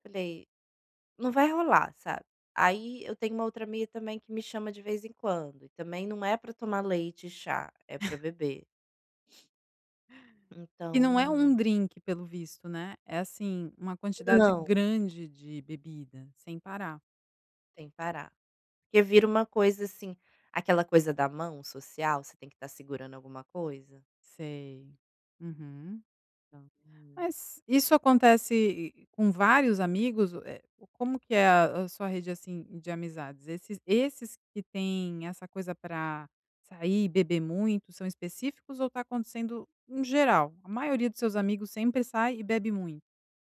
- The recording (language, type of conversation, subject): Portuguese, advice, Como lidar quando amigos te pressionam a beber ou a sair mesmo quando você não quer?
- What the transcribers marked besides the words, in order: chuckle; other background noise; tapping